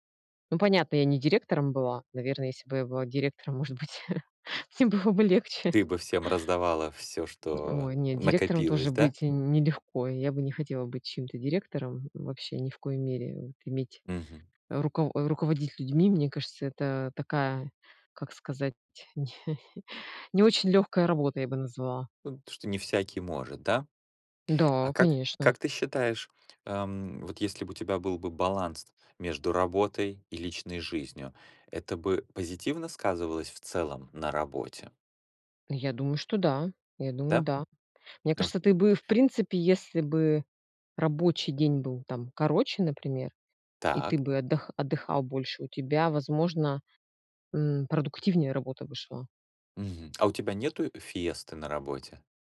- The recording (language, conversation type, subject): Russian, unstructured, Почему многие люди недовольны своей работой?
- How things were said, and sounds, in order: chuckle; laughing while speaking: "всем было бы легче"; other background noise; tapping; chuckle